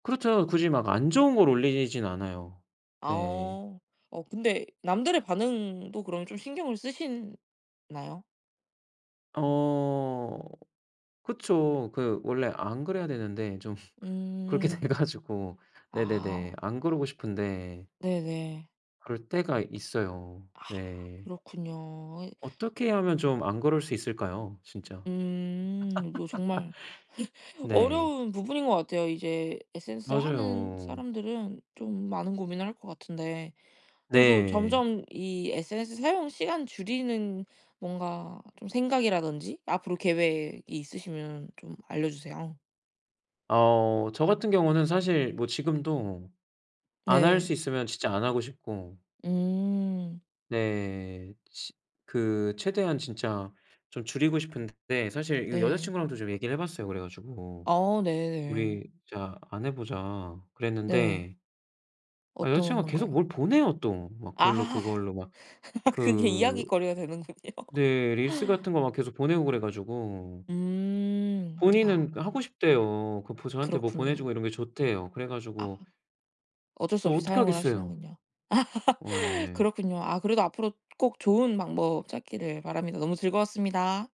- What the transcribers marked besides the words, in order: laugh; laughing while speaking: "돼 가지고"; other background noise; laugh; tapping; laugh; laughing while speaking: "되는군요"; laugh
- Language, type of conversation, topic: Korean, podcast, 소셜미디어를 주로 어떻게 사용하시나요?